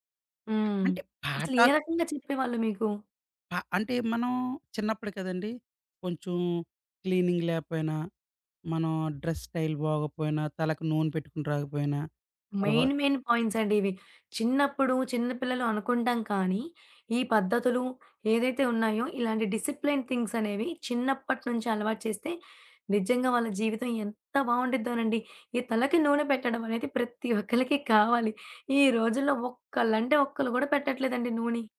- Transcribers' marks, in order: tapping; in English: "క్లీనింగ్"; other background noise; in English: "డ్రెస్ స్టైల్"; in English: "మెయిన్, మెయిన్"; in English: "డిసిప్లేన్"
- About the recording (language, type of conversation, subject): Telugu, podcast, చిన్నప్పటి పాఠశాల రోజుల్లో చదువుకు సంబంధించిన ఏ జ్ఞాపకం మీకు ఆనందంగా గుర్తొస్తుంది?
- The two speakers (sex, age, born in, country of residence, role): female, 20-24, India, India, host; male, 30-34, India, India, guest